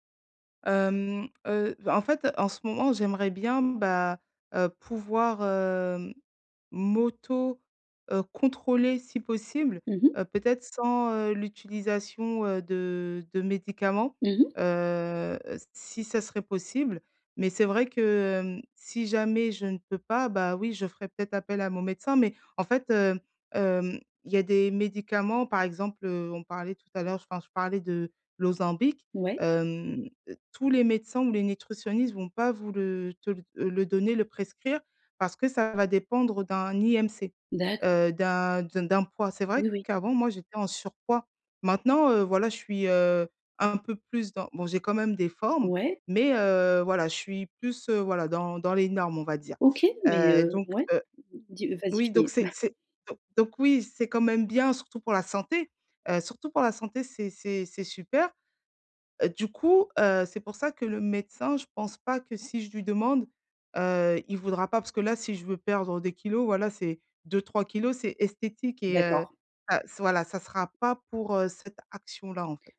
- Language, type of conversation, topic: French, advice, Comment reconnaître les signaux de faim et de satiété ?
- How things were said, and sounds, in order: chuckle